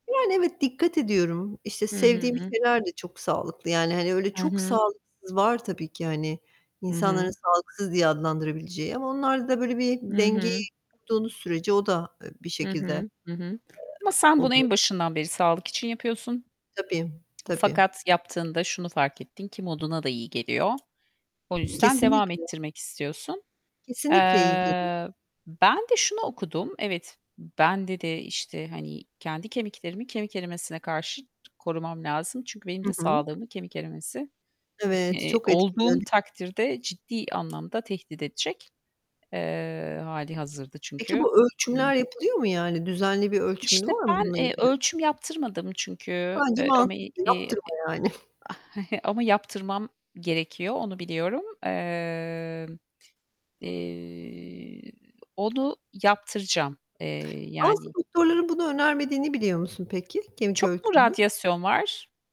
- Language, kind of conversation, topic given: Turkish, unstructured, Sağlık sorunları nedeniyle sevdiğiniz sporu yapamamak size nasıl hissettiriyor?
- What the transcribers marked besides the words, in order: other background noise; tapping; distorted speech; mechanical hum; chuckle; chuckle